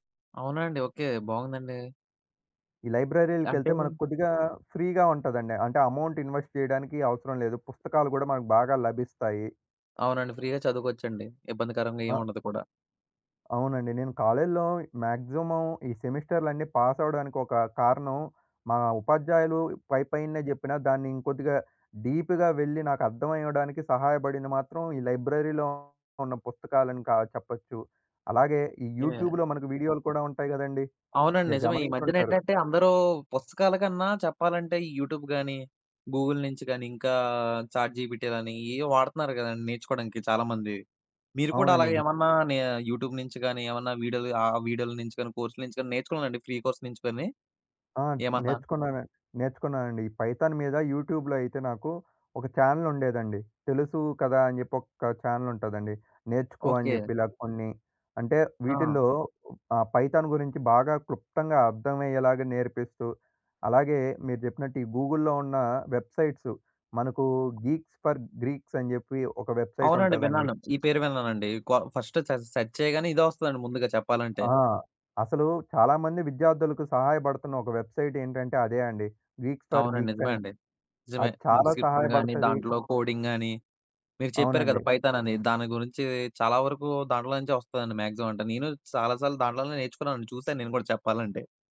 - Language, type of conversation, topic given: Telugu, podcast, పరిమిత బడ్జెట్‌లో ఒక నైపుణ్యాన్ని ఎలా నేర్చుకుంటారు?
- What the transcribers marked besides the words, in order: in English: "లైబ్రరీలకెళ్తే"; other background noise; in English: "ఫ్రీగా"; in English: "అమౌంటిన్వెస్ట్"; in English: "ఫ్రీగా"; in English: "మాక్సిమమ్"; in English: "పాస్"; tapping; in English: "డీప్‌గా"; in English: "లైబ్రరీలో"; in English: "యూట్యూబ్‌లో"; in English: "యూట్యూబ్"; in English: "గూగుల్"; in English: "చాట్ జీపీటీ"; in English: "యూట్యూబ్"; in English: "వీడియోల"; in English: "ఫ్రీ కోర్స్"; in English: "పైథాన్"; in English: "యూట్యూబ్‌లో"; in English: "ఛానెల్"; in English: "ఛానెల్"; in English: "పైథాన్"; in English: "గూగుల్‌లో"; in English: "వెబ్‌సైట్స్"; in English: "గీక్స్ ఫర్ గీక్స్"; in English: "వెబ్‌సైట్"; in English: "ఫస్ట్ సె సెర్చ్"; in English: "వెబ్‌సైట్"; in English: "గీక్స్ ఫర్ గీక్స్"; in English: "డిస్క్రిప్షన్"; in English: "కోడింగ్"; in English: "పైథాన్"; in English: "మాక్సిమమ్"